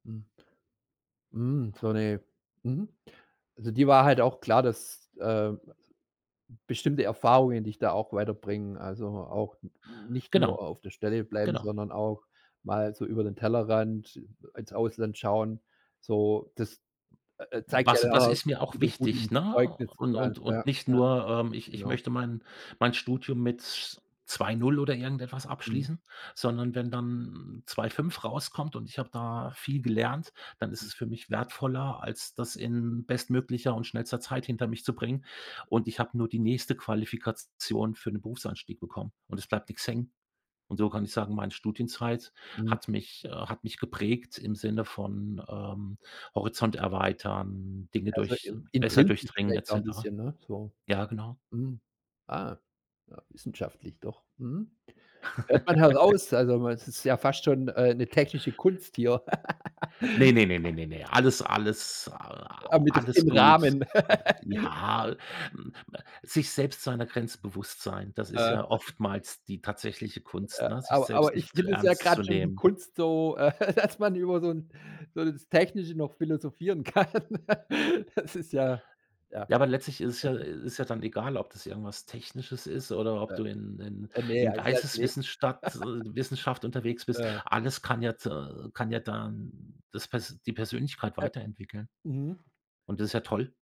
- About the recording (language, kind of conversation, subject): German, podcast, Was ist dir wichtiger: Sicherheit oder persönliches Wachstum?
- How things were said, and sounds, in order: other background noise; unintelligible speech; laugh; tapping; laugh; chuckle; laughing while speaking: "äh"; laughing while speaking: "kann"; laugh; chuckle; laugh